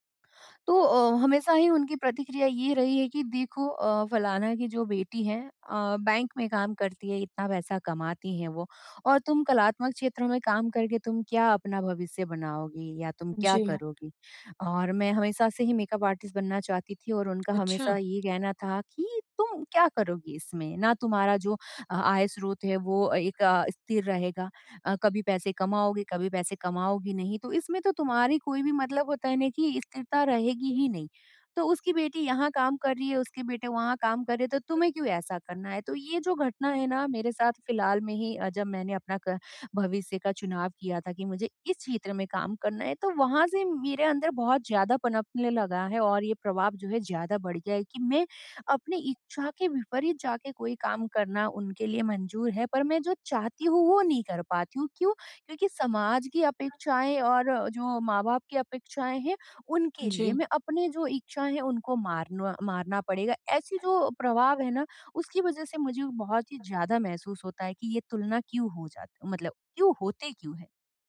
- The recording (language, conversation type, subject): Hindi, advice, लोगों की अपेक्षाओं के चलते मैं अपनी तुलना करना कैसे बंद करूँ?
- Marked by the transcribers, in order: in English: "मेकअप आर्टिस्ट"; unintelligible speech; unintelligible speech; unintelligible speech